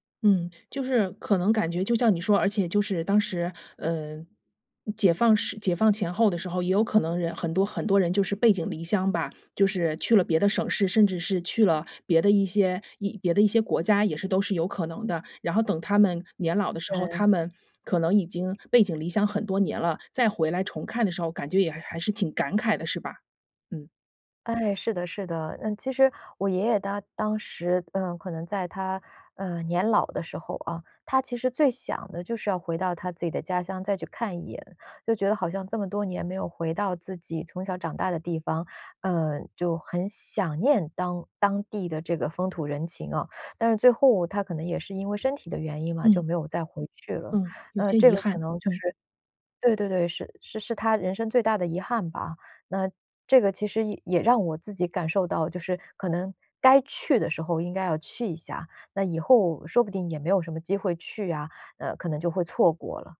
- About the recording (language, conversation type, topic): Chinese, podcast, 你曾去过自己的祖籍地吗？那次经历给你留下了怎样的感受？
- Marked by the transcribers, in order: "他" said as "搭"; other background noise